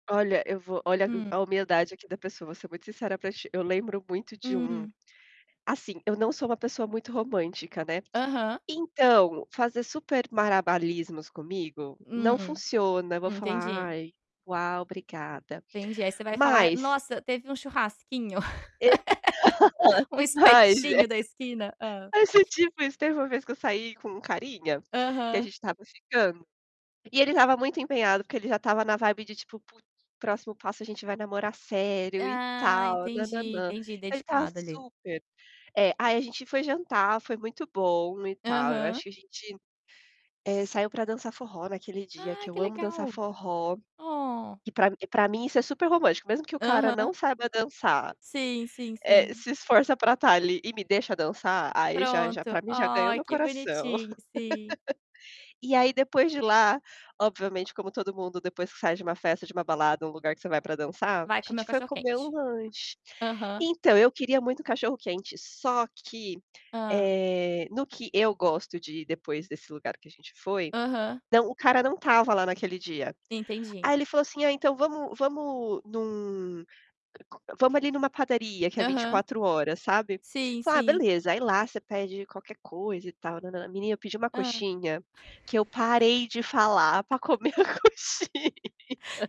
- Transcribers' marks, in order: "malabarismos" said as "marabalismos"; laugh; laughing while speaking: "Mas é tipo"; laugh; static; laugh; laughing while speaking: "para comer a coxinha"; laugh
- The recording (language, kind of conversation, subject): Portuguese, unstructured, Qual é a melhor lembrança que você tem de um encontro romântico?